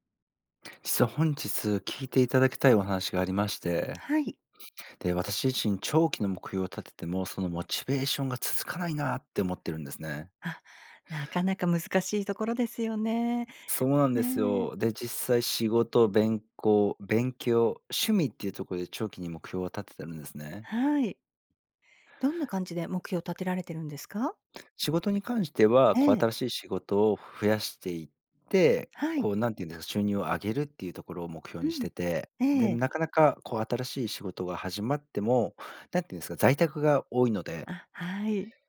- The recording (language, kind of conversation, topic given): Japanese, advice, 長期的な目標に向けたモチベーションが続かないのはなぜですか？
- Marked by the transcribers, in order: none